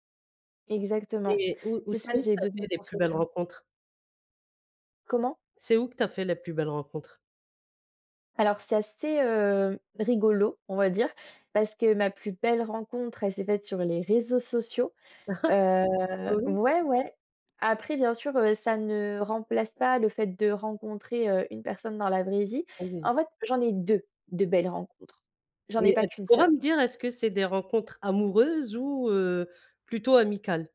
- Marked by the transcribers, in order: chuckle; unintelligible speech; stressed: "deux"
- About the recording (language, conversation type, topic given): French, podcast, Comment rencontres-tu des personnes qui te correspondent dans la vraie vie ?